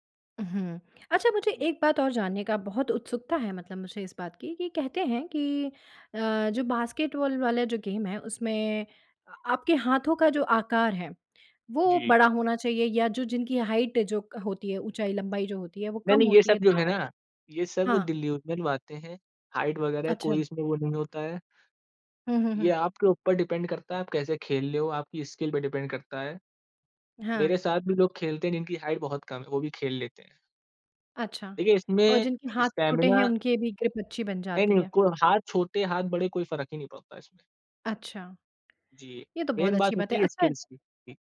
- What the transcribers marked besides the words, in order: in English: "गेम"; in English: "हाइट"; in English: "डिल्यूजनल"; in English: "हाइट"; in English: "डिपेंड"; in English: "स्किल"; in English: "डिपेंड"; in English: "हाइट"; in English: "स्टैमिना"; in English: "ग्रिप"; in English: "मेन"; in English: "स्किल्स"
- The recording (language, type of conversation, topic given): Hindi, podcast, नया शौक सीखते समय आप शुरुआत कैसे करते हैं?